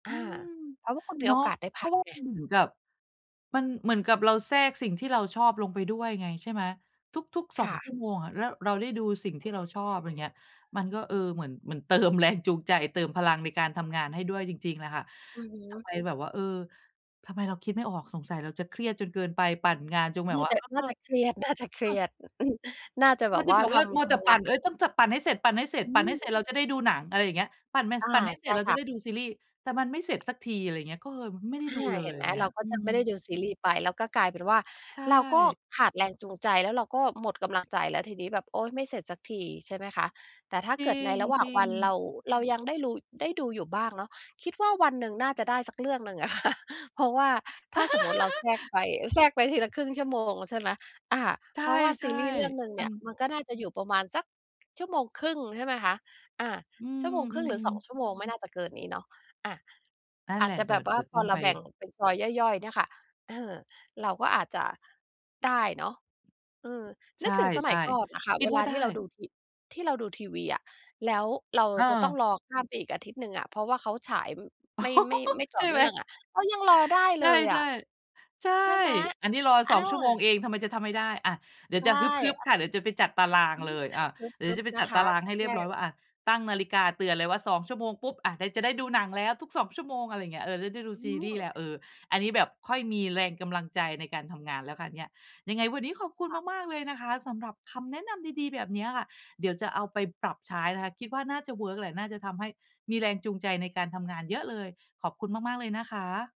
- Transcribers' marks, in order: other background noise; laughing while speaking: "เติมแรงจูงใจ"; laughing while speaking: "น่า"; tapping; laugh; laughing while speaking: "อะค่ะ"; laughing while speaking: "อ้อ"; other noise
- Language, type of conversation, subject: Thai, advice, จะเริ่มจัดสรรเวลาให้ได้ทำงานอดิเรกที่ชอบอย่างไรดี?